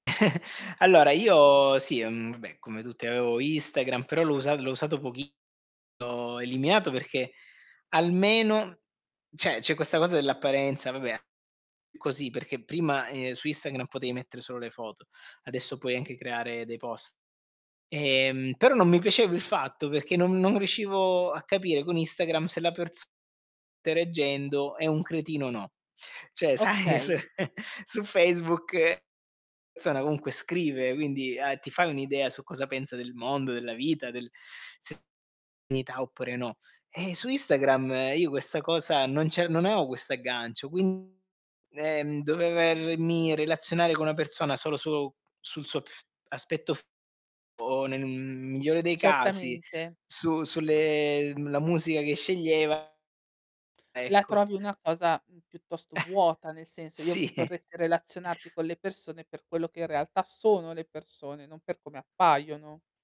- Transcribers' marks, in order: chuckle; distorted speech; "cioè" said as "ceh"; unintelligible speech; unintelligible speech; laughing while speaking: "sai, su"; chuckle; unintelligible speech; "dovermi" said as "dovevermi"; tapping; other background noise; chuckle
- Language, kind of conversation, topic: Italian, podcast, Ti capita di confrontarti con gli altri sui social?